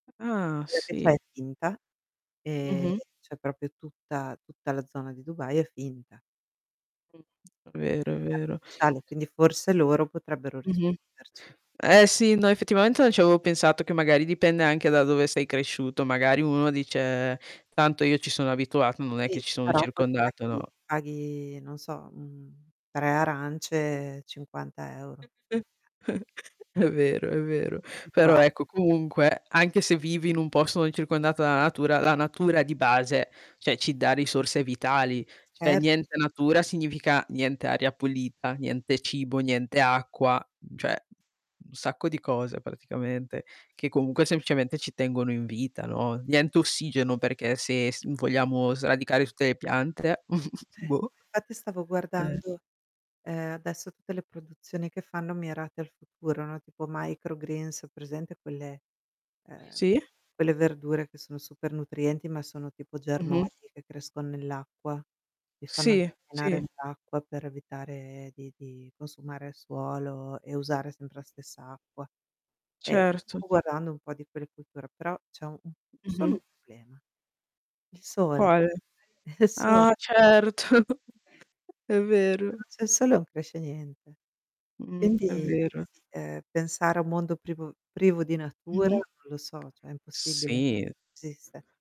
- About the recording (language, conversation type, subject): Italian, unstructured, Preferiresti vivere in un mondo senza tecnologia o in un mondo senza natura?
- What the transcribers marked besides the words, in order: distorted speech; static; "cioè" said as "ceh"; "proprio" said as "propio"; other background noise; unintelligible speech; chuckle; unintelligible speech; unintelligible speech; "cioè" said as "ceh"; unintelligible speech; unintelligible speech; chuckle; in English: "microgreens"; background speech; other noise; chuckle; unintelligible speech; tapping